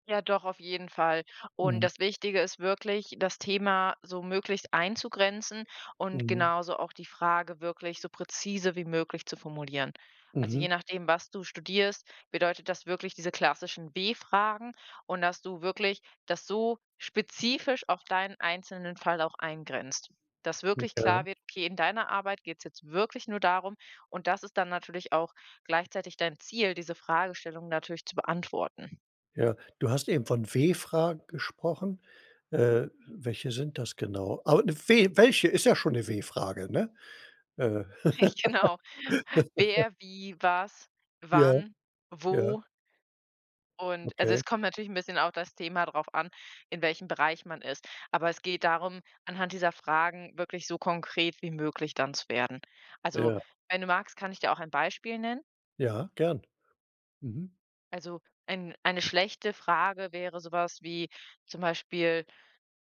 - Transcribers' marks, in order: other background noise; laughing while speaking: "Rich genau"; chuckle; laugh
- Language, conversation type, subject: German, advice, Warum prokrastinierst du vor großen Projekten?